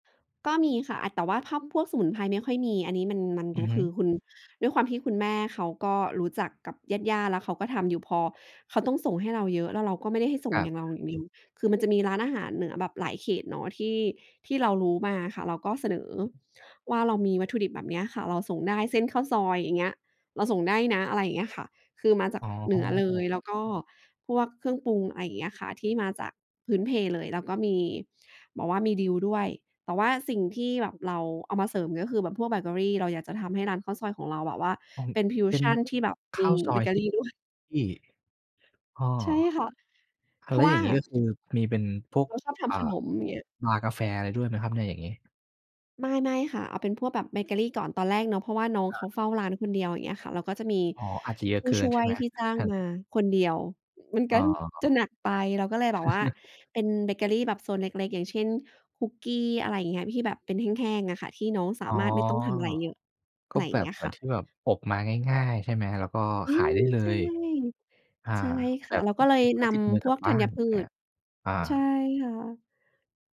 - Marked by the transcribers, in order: "ฟิวชัน" said as "พิวชัน"; laughing while speaking: "ด้วย"; other background noise; chuckle
- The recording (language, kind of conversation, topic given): Thai, podcast, มีกลิ่นหรือรสอะไรที่ทำให้คุณนึกถึงบ้านขึ้นมาทันทีบ้างไหม?